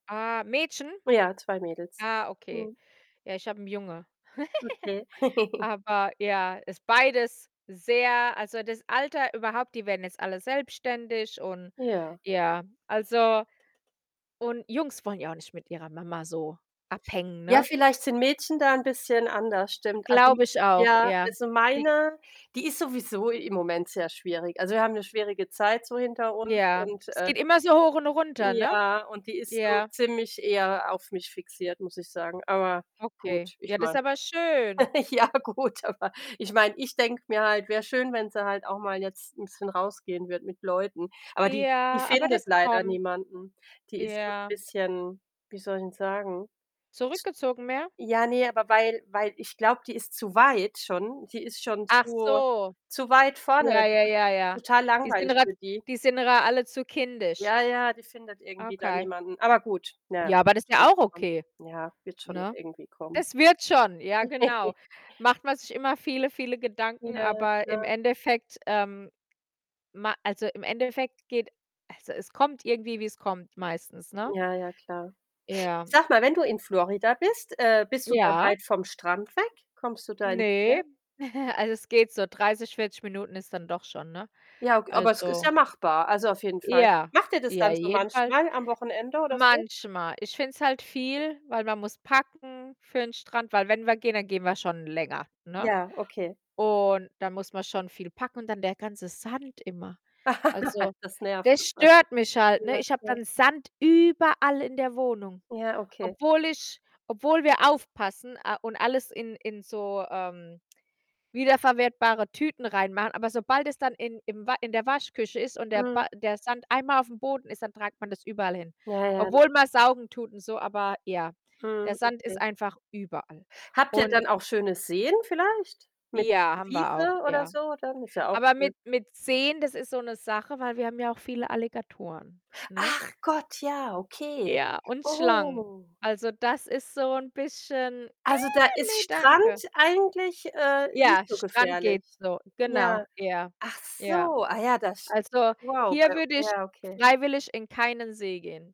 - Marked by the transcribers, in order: laugh; giggle; other background noise; distorted speech; laugh; laughing while speaking: "ja gut, aber"; tsk; laugh; chuckle; laugh; stressed: "überall"; tongue click; unintelligible speech; static; surprised: "Ach Gott, ja okay"; drawn out: "Oh"; other noise
- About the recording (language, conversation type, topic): German, unstructured, Wie verbringst du deine Freizeit am liebsten?